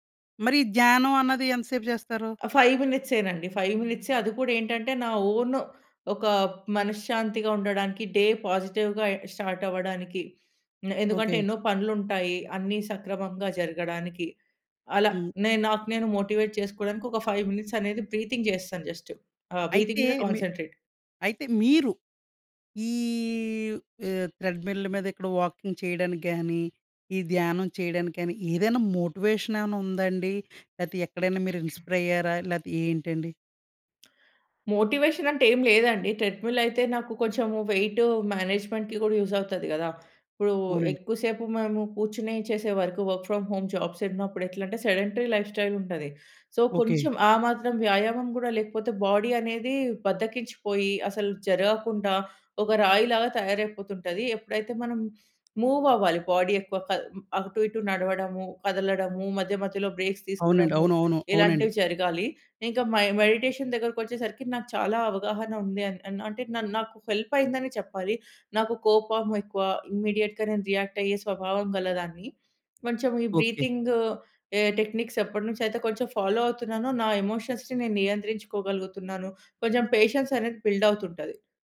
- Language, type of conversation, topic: Telugu, podcast, ఉదయం మీరు పూజ లేదా ధ్యానం ఎలా చేస్తారు?
- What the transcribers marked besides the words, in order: in English: "ఫైవ్"; in English: "ఫైవ్"; in English: "డే పాజిటివ్‌గా"; in English: "స్టార్ట్"; in English: "మోటివేట్"; in English: "ఫైవ్ మినిట్స్"; in English: "బ్రీతింగ్"; in English: "జస్ట్"; in English: "బ్రీతింగ్"; in English: "కాన్సంట్రేట్"; drawn out: "ఈవ్"; in English: "త్రెడ్‌మిల్"; in English: "వాకింగ్"; in English: "మోటివేషన్"; in English: "ఇన్‌స్పై‌ర్"; throat clearing; tapping; in English: "మోటివేషన్"; in English: "ట్రెడ్‌మిల్"; in English: "మేనేజ్మెంట్‌కి"; in English: "యూజ్"; in English: "వర్క్. వర్క్ ఫ్రామ్ హోమ్ జాబ్స్"; in English: "సెడెంటరీ లైఫ్‌స్టైల్"; in English: "సో"; in English: "బాడీ"; in English: "మూవ్"; in English: "బాడీ"; in English: "బ్రేక్స్"; in English: "మై మెడిటేషన్"; in English: "హెల్ప్"; in English: "ఇమ్మీడియేట్‌గా"; in English: "రియాక్ట్"; in English: "టెక్‌నిక్స్"; in English: "ఫాలో"; in English: "ఎమోషన్స్‌ని"; in English: "పేషెన్స్"; in English: "బిల్డ్"